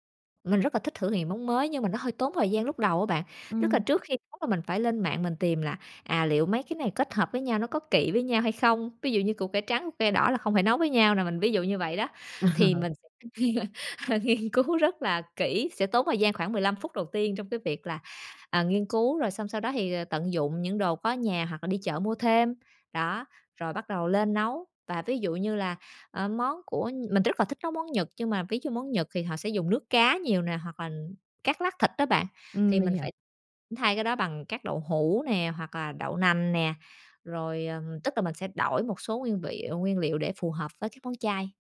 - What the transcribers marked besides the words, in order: tapping; laughing while speaking: "Ờ"; laugh; laughing while speaking: "nghiên cứu"
- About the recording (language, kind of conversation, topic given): Vietnamese, podcast, Bạn thường nấu món gì khi muốn chăm sóc ai đó bằng một bữa ăn?